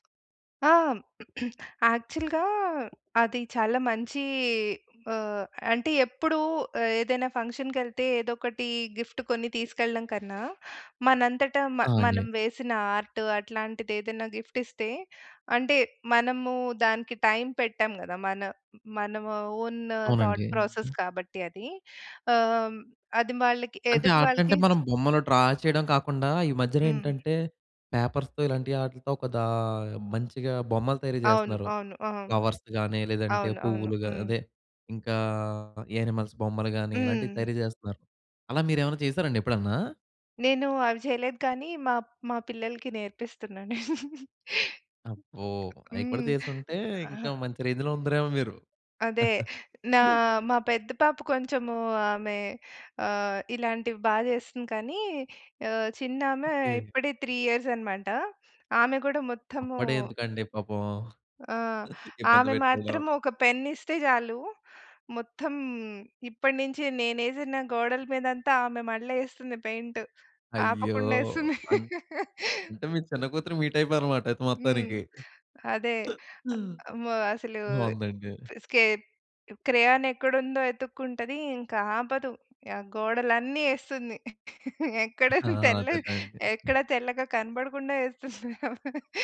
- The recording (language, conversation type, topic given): Telugu, podcast, మీరు మీ మొదటి కళా కృతి లేదా రచనను ఇతరులతో పంచుకున్నప్పుడు మీకు ఎలా అనిపించింది?
- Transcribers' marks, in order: tapping; throat clearing; in English: "యాక్చల్‌గా"; in English: "గిఫ్ట్"; in English: "ఆర్ట్"; in English: "గిఫ్ట్"; in English: "ఓన్ థాట్ ప్రాసెస్"; other background noise; in English: "డ్రా"; in English: "పేపర్స్‌తో"; in English: "ఫ్లవర్స్"; in English: "యానిమల్స్"; chuckle; in English: "రేంజ్‌లో"; chuckle; in English: "త్రీ"; chuckle; in English: "పెన్"; in English: "పెయింట్"; laugh; laughing while speaking: "మీ చిన్న కూతురు మీ టైపే అనమాట అయితే మొత్తానికి"; in English: "క్రెయాన్"; laughing while speaking: "ఎక్కడున్న తెల్లగ ఎక్కడ తెల్లగా కనబడకుండా ఏస్తుంది ఆమె"